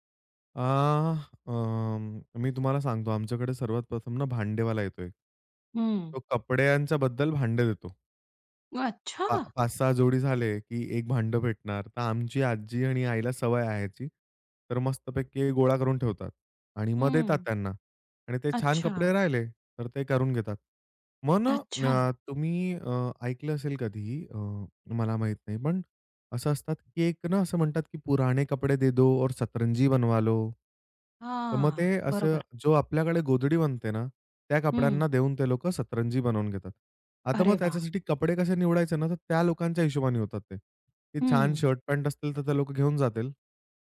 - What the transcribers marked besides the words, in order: tapping; surprised: "अच्छा!"; in Hindi: "पुराने कपडे दे दो और सतरंजी बनवालो"
- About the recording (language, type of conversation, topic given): Marathi, podcast, जुन्या कपड्यांना नवीन रूप देण्यासाठी तुम्ही काय करता?